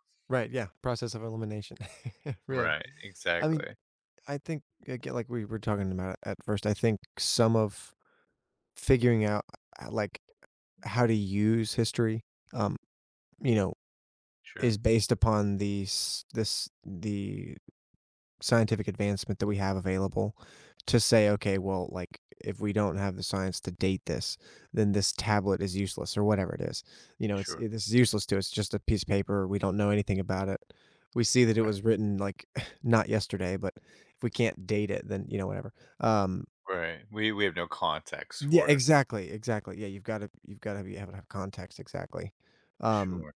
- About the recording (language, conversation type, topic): English, unstructured, How does combining scientific and historical knowledge help us address modern challenges?
- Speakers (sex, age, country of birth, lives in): male, 30-34, United States, United States; male, 40-44, United States, United States
- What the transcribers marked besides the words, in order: chuckle; other background noise; tapping; scoff